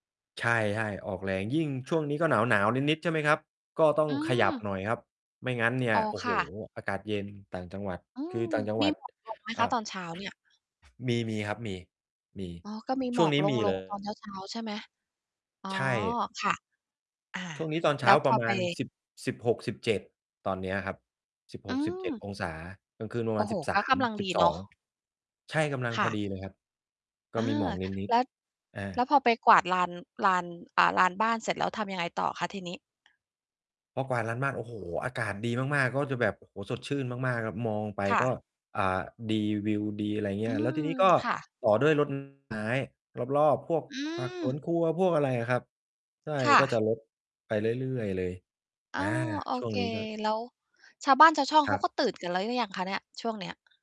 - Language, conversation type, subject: Thai, podcast, กิจวัตรตอนเช้าแบบไหนที่ทำให้คุณยิ้มได้?
- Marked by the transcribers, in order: tapping; distorted speech; other background noise